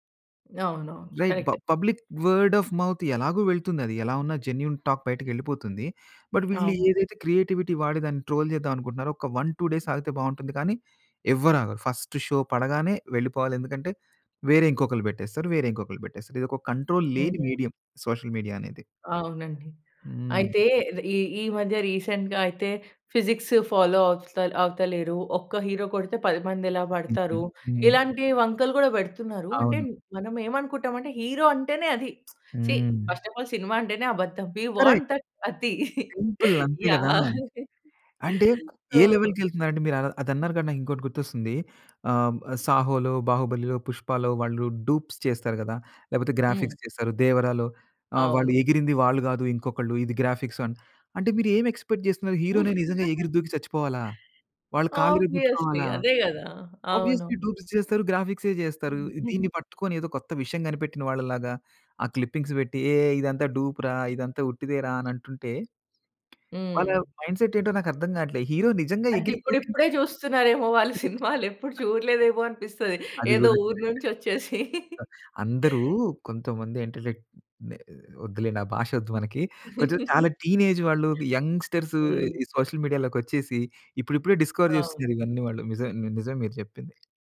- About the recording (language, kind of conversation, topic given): Telugu, podcast, సోషల్ మీడియాలో వచ్చే హైప్ వల్ల మీరు ఏదైనా కార్యక్రమం చూడాలనే నిర్ణయం మారుతుందా?
- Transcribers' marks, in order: in English: "రైట్"; in English: "పబ్లిక్ వర్డ్ ఆఫ్ మౌత్"; in English: "జెన్యూన్ టాక్"; in English: "బట్"; in English: "క్రియేటివిటీ"; in English: "ట్రోల్"; in English: "వన్ టూ డేస్"; in English: "కంట్రోల్"; in English: "మీడియం. సోషల్ మీడియా"; in English: "రీసెంట్‌గా"; in English: "ఫిజిక్స్ ఫాలో"; other noise; lip smack; in English: "సీ ఫస్ట్ ఆఫ్ ఆల్"; in English: "కరెక్ట్"; in English: "సింపుల్"; laughing while speaking: "వి వాంట్ దట్ అతి. యాహ్! సో"; in English: "వి వాంట్ దట్"; other background noise; in English: "లెవెల్‌కి"; in English: "సో"; in English: "డూప్స్"; in English: "ఎక్సపెక్ట్"; chuckle; in English: "ఆబ్వియస్లీ"; in English: "ఆబ్వియస్లీ డూప్స్"; in English: "క్లిప్పింగ్స్"; in English: "డూప్"; in English: "మైండ్‌సెట్"; in English: "కరెక్ట్"; laughing while speaking: "వాళ్ళ సినిమాలు. ఎప్పుడు చూడలేదేమో అనిపిస్తది. ఏదో ఊరు నుంచి వచ్చేసి"; chuckle; in English: "ఇంటలెక్ట్"; in English: "టీనేజ్"; in English: "యంగ్‌స్టర్స్"; chuckle; in English: "సోషల్ మీడియా"; in English: "డిస్కవర్"